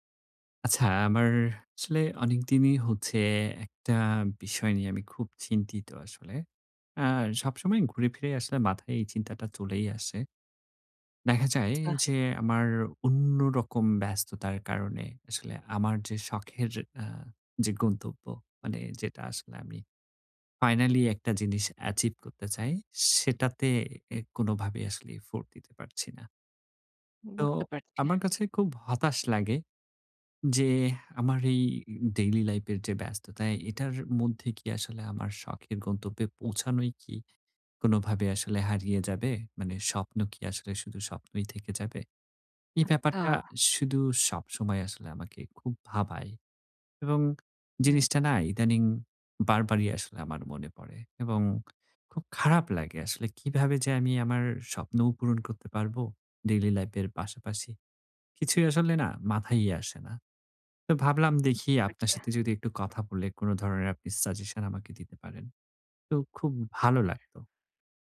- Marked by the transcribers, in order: in English: "acheive"; in English: "effort"; "লাইফের" said as "লাইপের"; "লাইফের" said as "লাইপের"
- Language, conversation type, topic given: Bengali, advice, চাকরি নেওয়া কি ব্যক্তিগত স্বপ্ন ও লক্ষ্য ত্যাগ করার অর্থ?
- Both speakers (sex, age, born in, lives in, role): female, 30-34, Bangladesh, Bangladesh, advisor; male, 30-34, Bangladesh, Germany, user